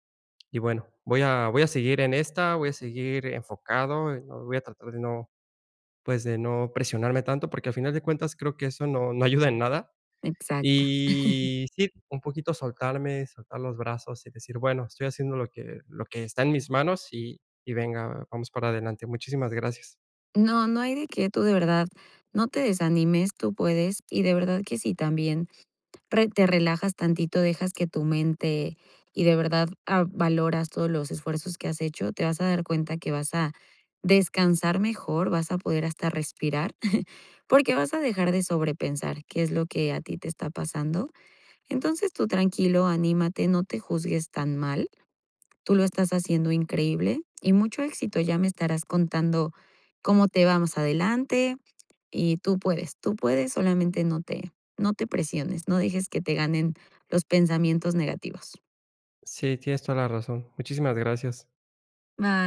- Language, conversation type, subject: Spanish, advice, ¿Cómo puedo manejar la sobrecarga mental para poder desconectar y descansar por las noches?
- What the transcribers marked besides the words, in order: chuckle; chuckle